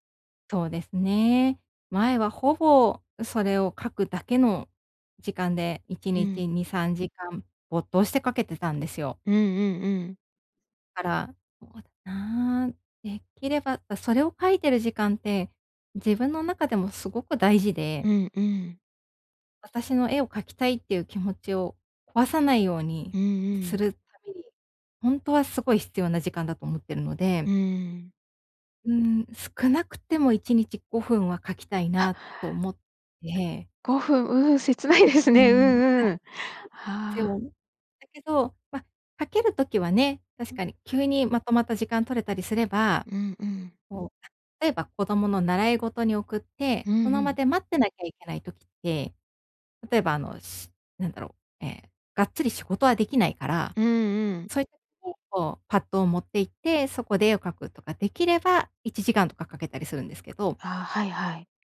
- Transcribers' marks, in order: unintelligible speech; laughing while speaking: "切ないですね"; other noise; unintelligible speech; other background noise
- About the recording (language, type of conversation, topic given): Japanese, advice, 創作の時間を定期的に確保するにはどうすればいいですか？